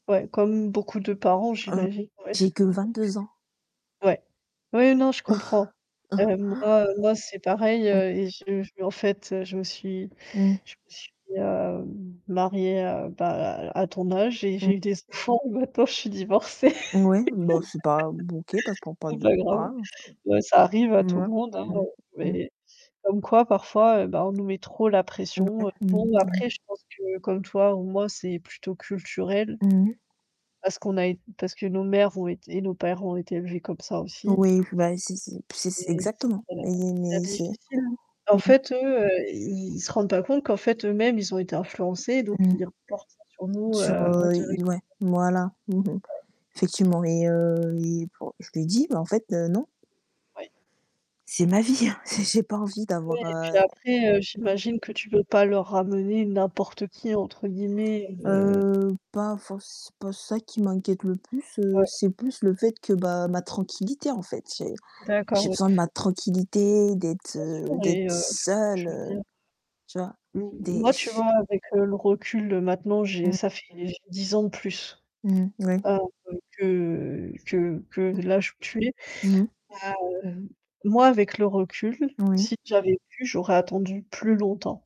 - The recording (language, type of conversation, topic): French, unstructured, La gestion des attentes familiales est-elle plus délicate dans une amitié ou dans une relation amoureuse ?
- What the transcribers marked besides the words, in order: static; distorted speech; chuckle; chuckle; laughing while speaking: "maintenant je suis divorcée"; laugh; mechanical hum; other background noise; laughing while speaking: "C'est ma vie, hein"; other noise; tapping